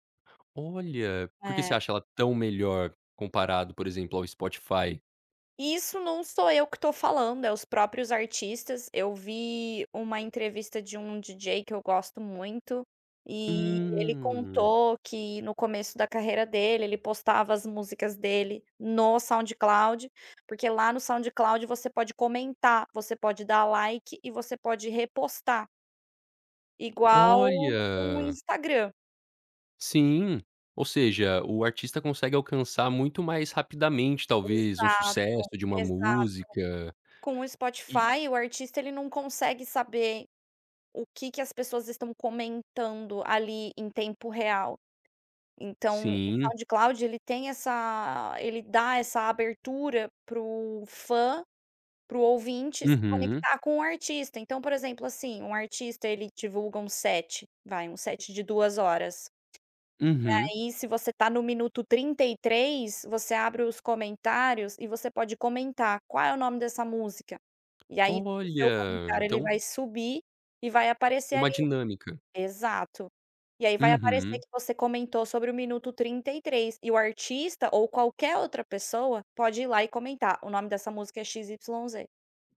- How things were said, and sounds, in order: tapping
- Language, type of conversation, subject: Portuguese, podcast, Como a internet mudou a forma de descobrir música?